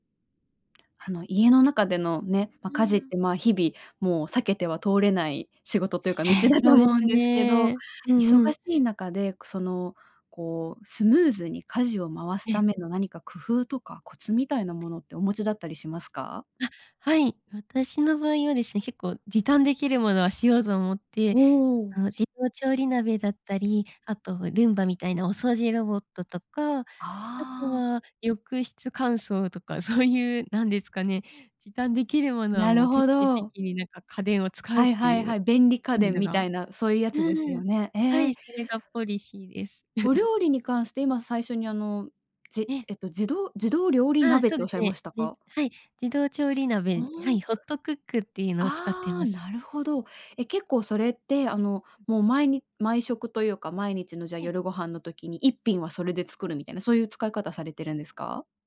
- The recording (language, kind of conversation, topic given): Japanese, podcast, 家事のやりくりはどう工夫していますか？
- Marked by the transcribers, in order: laughing while speaking: "道だと思うんですけど"; tapping; laughing while speaking: "そういう"; chuckle; other background noise